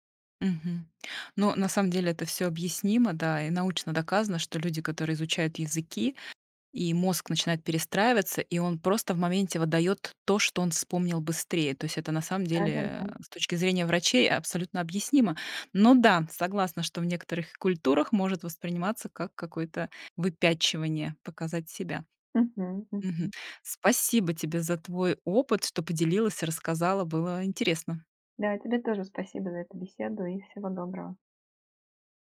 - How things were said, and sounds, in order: stressed: "выпячивание"
- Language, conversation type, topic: Russian, podcast, Чувствуешь ли ты себя на стыке двух культур?